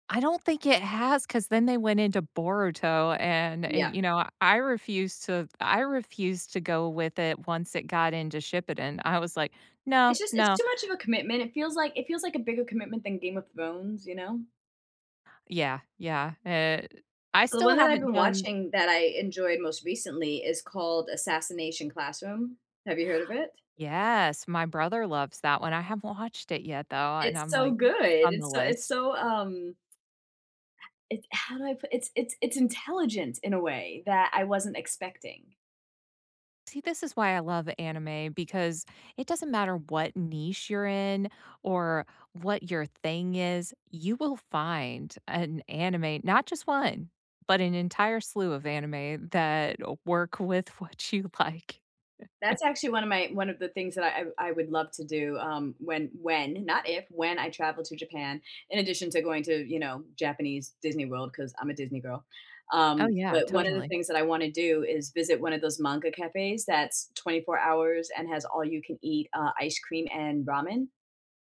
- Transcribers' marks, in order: other background noise; laughing while speaking: "what you like"; chuckle; stressed: "when"; tapping
- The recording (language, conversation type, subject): English, unstructured, Do you feel happiest watching movies in a lively movie theater at night or during a cozy couch ritual at home, and why?